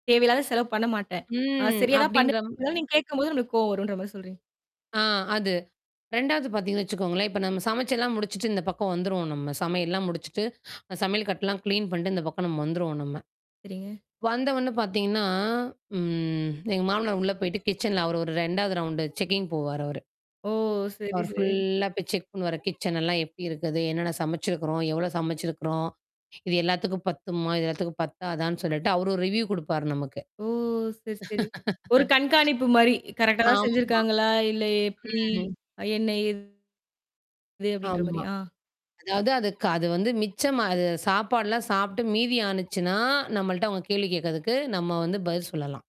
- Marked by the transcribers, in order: static; other background noise; distorted speech; drawn out: "பார்த்தீங்கன்னா"; tapping; mechanical hum; in English: "ரவுண்டு செக்கிங்"; in English: "ஃபுல்லா"; in English: "செக்"; in English: "ரிவ்யூ"; laugh
- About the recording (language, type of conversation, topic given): Tamil, podcast, மூத்தவர்களிடம் மரியாதையுடன் எல்லைகளை நிர்ணயிப்பதை நீங்கள் எப்படி அணுகுவீர்கள்?